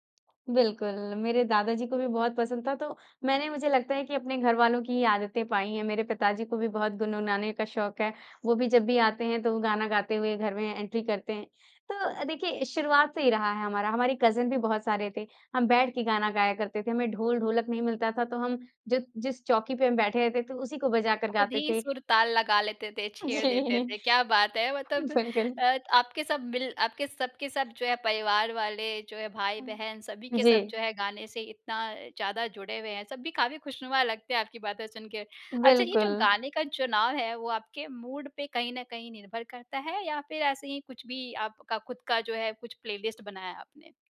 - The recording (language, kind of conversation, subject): Hindi, podcast, आपके लिए संगीत सुनने का क्या मतलब है?
- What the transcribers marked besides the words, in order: in English: "एंट्री"; in English: "कज़िन"; laughing while speaking: "जी, बिल्कुल"; other noise; in English: "मूड"; in English: "प्लेलिस्ट"